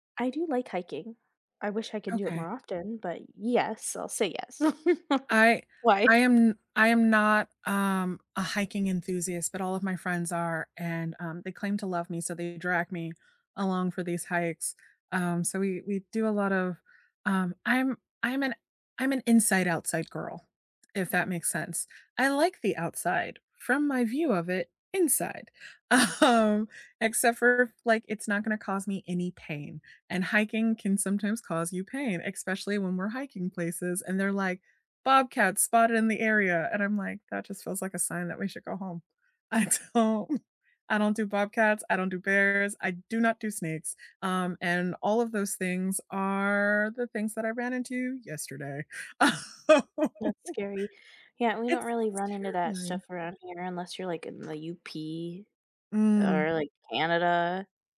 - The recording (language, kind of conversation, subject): English, unstructured, What moments in nature have lifted your mood lately?
- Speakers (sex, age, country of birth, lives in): female, 25-29, United States, United States; female, 35-39, United States, United States
- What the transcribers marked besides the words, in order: laugh; laughing while speaking: "Why?"; other background noise; laughing while speaking: "um"; laughing while speaking: "I don't"; drawn out: "are"; laughing while speaking: "Oh"